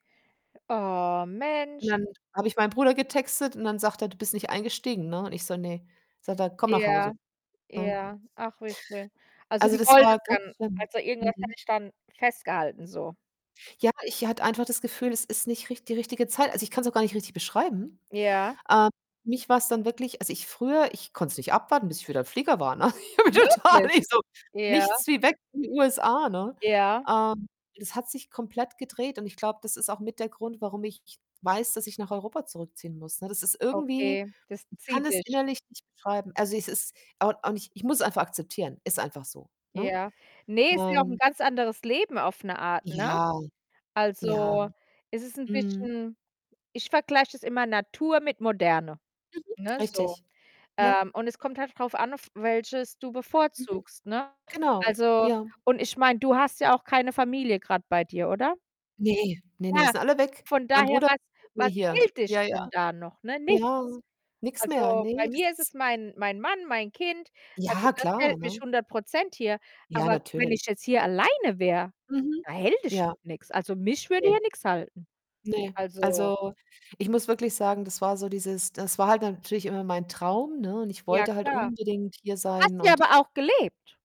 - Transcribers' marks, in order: drawn out: "Oh"; distorted speech; other background noise; surprised: "Wirklich?"; laughing while speaking: "Ich habe total ich so"; other noise; static; unintelligible speech; drawn out: "Ja"; tapping
- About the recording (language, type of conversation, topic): German, unstructured, Was vermisst du manchmal an deiner Familie?